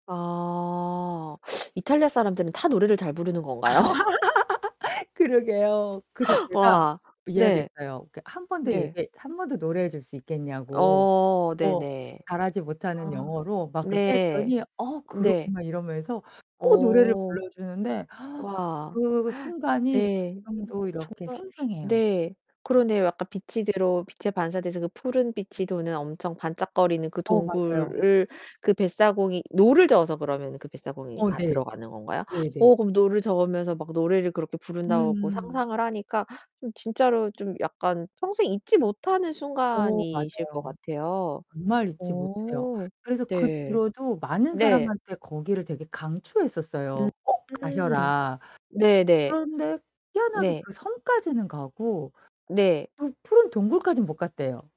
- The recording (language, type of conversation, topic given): Korean, podcast, 여행 중 가장 기억에 남는 순간은 언제였나요?
- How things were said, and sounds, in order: laughing while speaking: "아"; laugh; distorted speech; other background noise; gasp; exhale